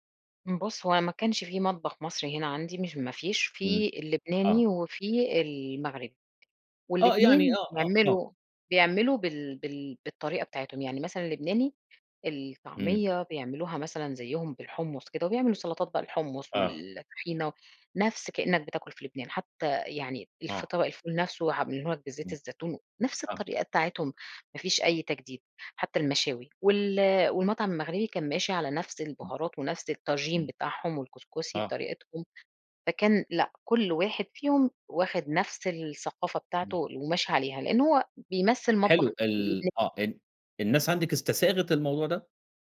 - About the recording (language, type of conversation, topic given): Arabic, podcast, إيه أكتر توابل بتغيّر طعم أي أكلة وبتخلّيها أحلى؟
- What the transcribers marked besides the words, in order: none